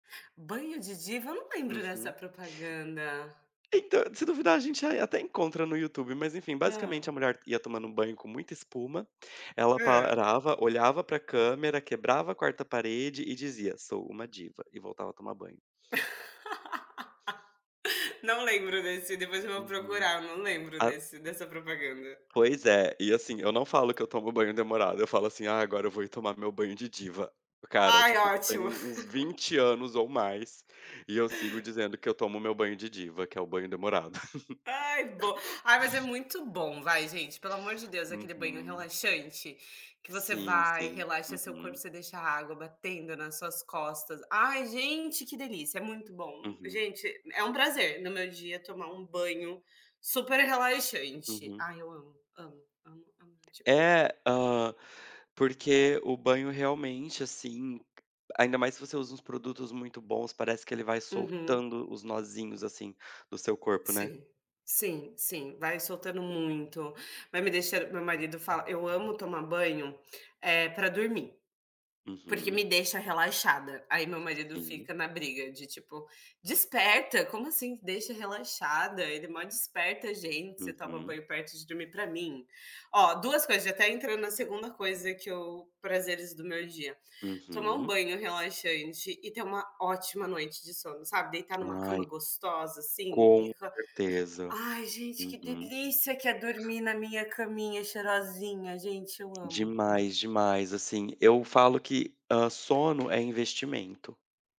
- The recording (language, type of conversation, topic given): Portuguese, unstructured, Quais são os pequenos prazeres do seu dia a dia?
- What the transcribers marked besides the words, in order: sniff; laugh; other background noise; laugh; laugh; tapping; unintelligible speech